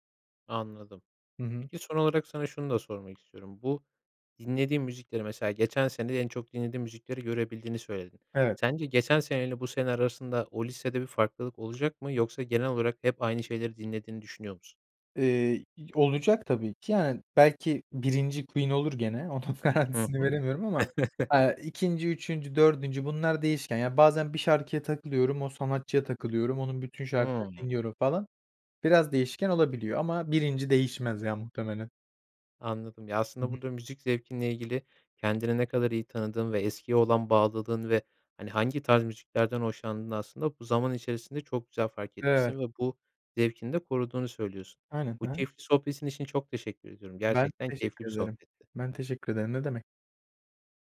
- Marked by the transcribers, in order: tapping; laughing while speaking: "Onun garantisini"; chuckle
- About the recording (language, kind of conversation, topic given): Turkish, podcast, Müzik zevkin zaman içinde nasıl değişti ve bu değişimde en büyük etki neydi?